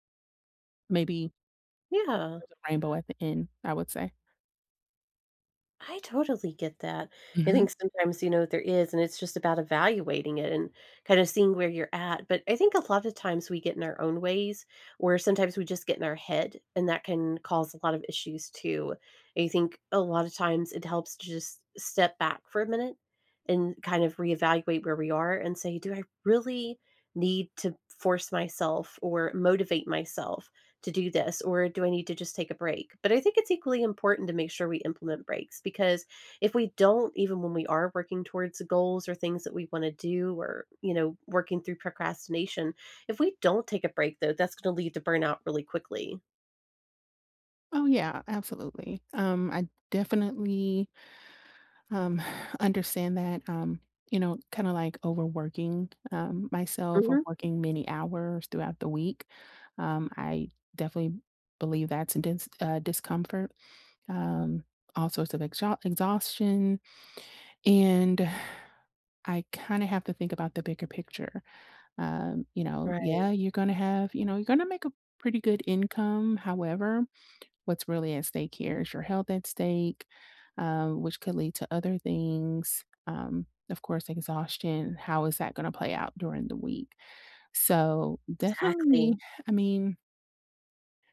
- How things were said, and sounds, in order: other background noise; tapping; exhale; exhale
- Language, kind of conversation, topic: English, unstructured, How can one tell when to push through discomfort or slow down?